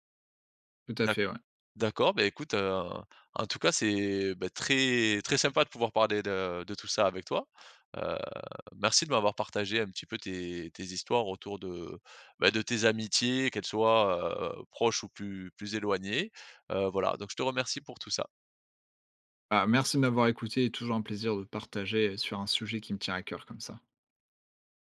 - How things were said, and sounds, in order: none
- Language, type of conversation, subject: French, podcast, Comment transformer un contact en ligne en une relation durable dans la vraie vie ?